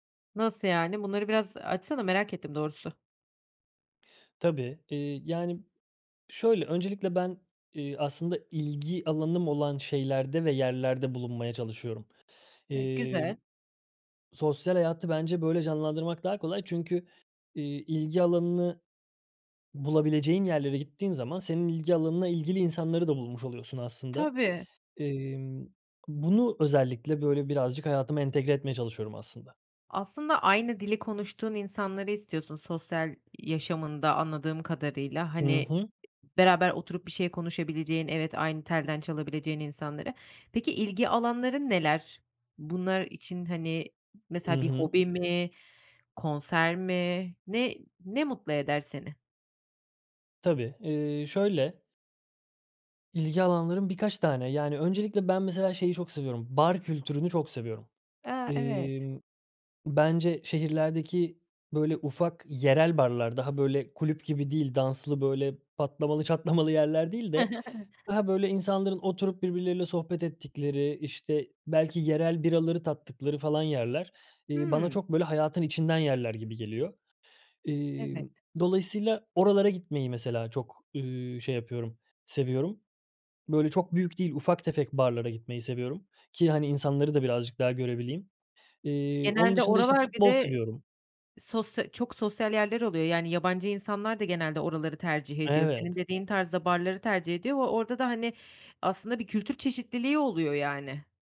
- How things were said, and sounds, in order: other background noise; chuckle
- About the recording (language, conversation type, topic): Turkish, podcast, Küçük adımlarla sosyal hayatımızı nasıl canlandırabiliriz?